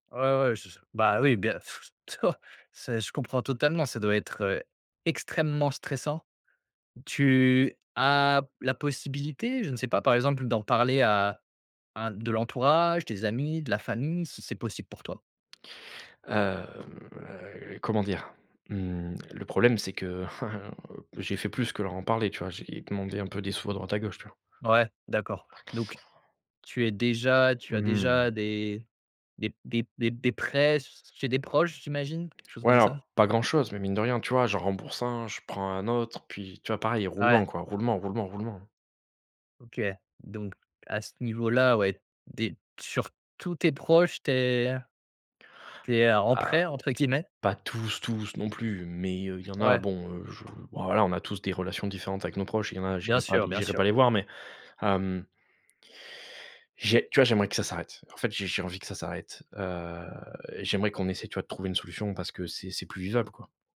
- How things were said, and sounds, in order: chuckle; stressed: "extrêmement"; chuckle; drawn out: "Heu"
- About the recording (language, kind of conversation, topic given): French, advice, Comment gérer le stress provoqué par des factures imprévues qui vident votre compte ?